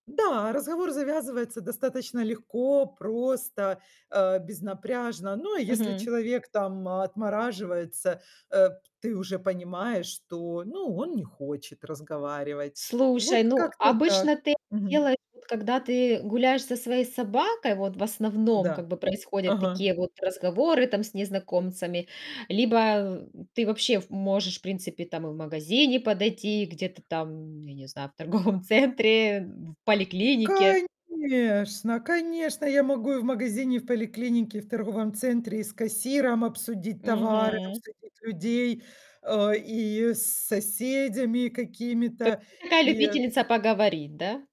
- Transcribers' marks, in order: tapping; other background noise; laughing while speaking: "в торговом центре"; distorted speech
- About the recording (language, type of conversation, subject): Russian, podcast, Как ты обычно заводишь разговор с незнакомцем?